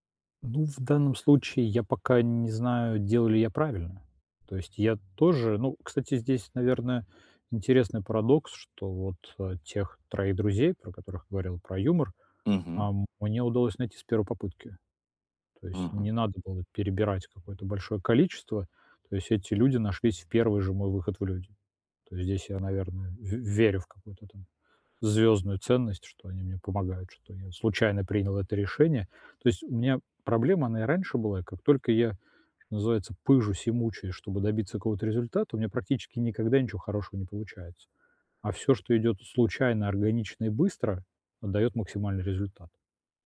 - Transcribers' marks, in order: none
- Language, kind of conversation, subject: Russian, advice, Как мне понять, что действительно важно для меня в жизни?